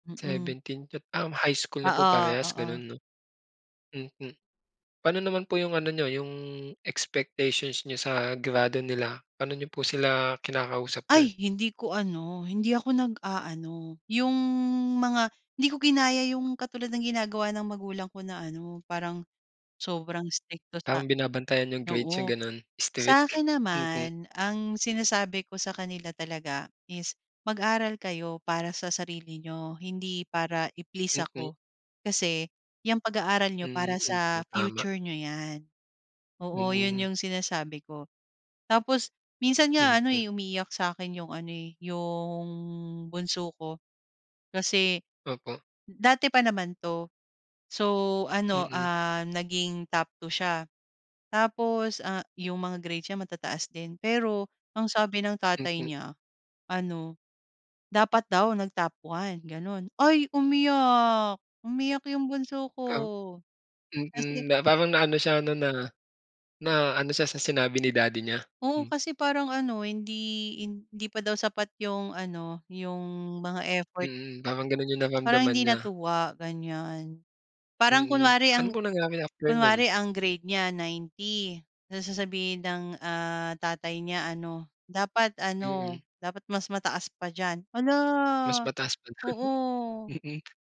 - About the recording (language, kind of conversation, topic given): Filipino, podcast, Ano ang papel ng pamilya sa paghubog ng isang estudyante, para sa iyo?
- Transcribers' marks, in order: other background noise; tapping; laughing while speaking: "dun"